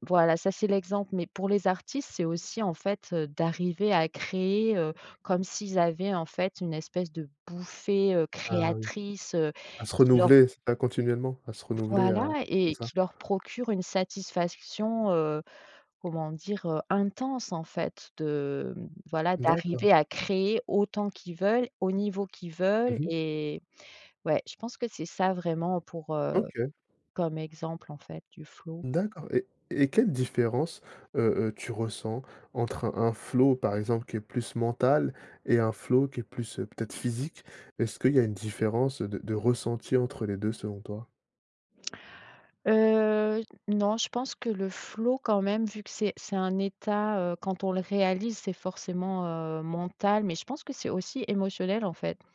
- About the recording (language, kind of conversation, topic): French, podcast, Quel conseil donnerais-tu pour retrouver rapidement le flow ?
- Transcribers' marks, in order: other background noise; "satisfaction" said as "satisfasction"